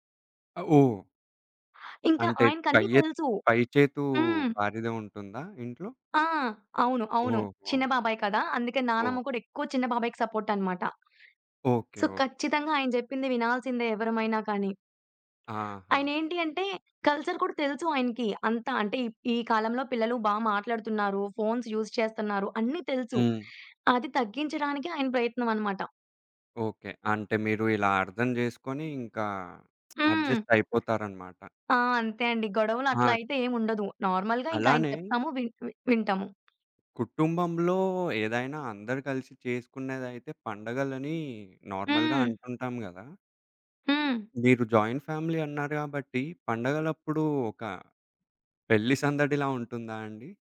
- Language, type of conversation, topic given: Telugu, podcast, కుటుంబ బంధాలను బలపరచడానికి పాటించాల్సిన చిన్న అలవాట్లు ఏమిటి?
- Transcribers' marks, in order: in English: "సపోర్ట్"; other background noise; in English: "సో"; in English: "కల్చర్"; in English: "ఫోన్స్ యూజ్"; in English: "అడ్జస్ట్"; in English: "నార్మల్‌గా"; in English: "నార్మల్‌గా"; in English: "జాయింట్ ఫ్యామిలీ"